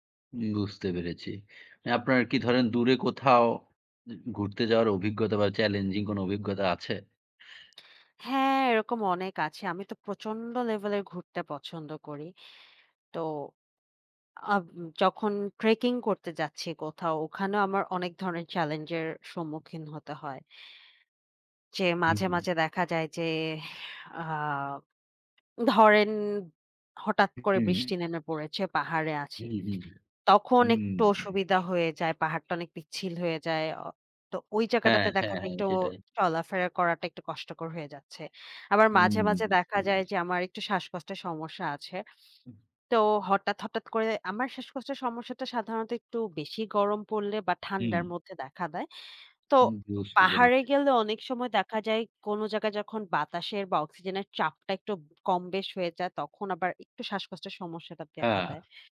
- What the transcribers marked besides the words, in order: other background noise
- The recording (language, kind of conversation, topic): Bengali, unstructured, আপনি নতুন জায়গায় যেতে কেন পছন্দ করেন?